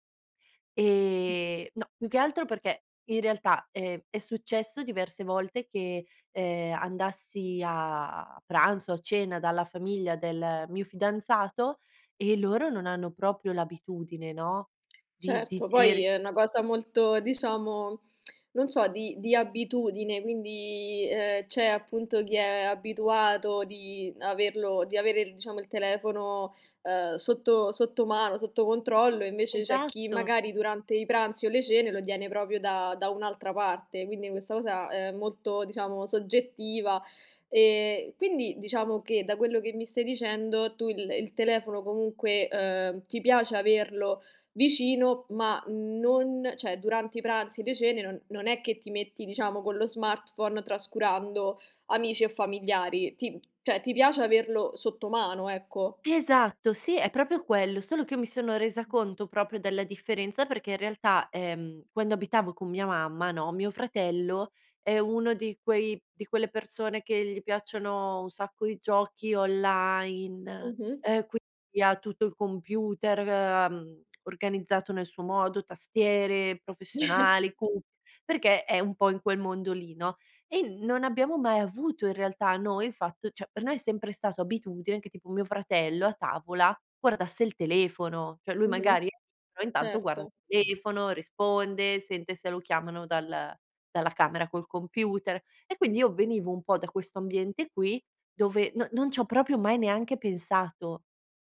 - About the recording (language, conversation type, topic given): Italian, podcast, Ti capita mai di controllare lo smartphone mentre sei con amici o famiglia?
- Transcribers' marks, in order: snort; other background noise; tongue click; "proprio" said as "propio"; "proprio" said as "propio"; "proprio" said as "propio"; chuckle; unintelligible speech; "proprio" said as "propio"